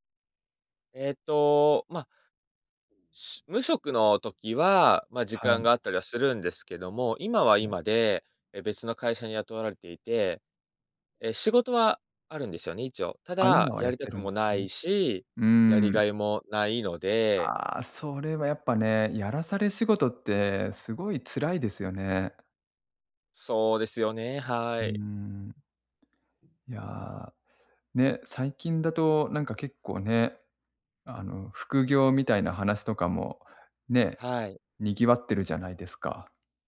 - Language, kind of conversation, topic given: Japanese, advice, 退職後、日々の生きがいや自分の役割を失ったと感じるのは、どんなときですか？
- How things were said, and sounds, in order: unintelligible speech